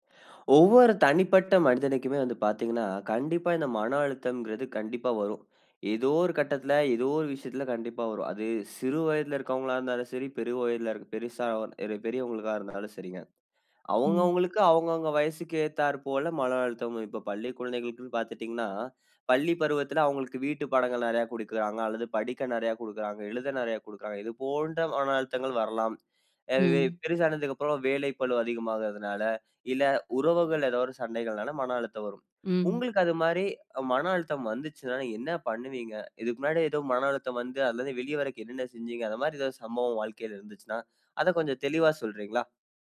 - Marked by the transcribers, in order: other background noise
- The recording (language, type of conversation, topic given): Tamil, podcast, மனஅழுத்தம் வந்தால் முதலில் நீங்கள் என்ன செய்வீர்கள்?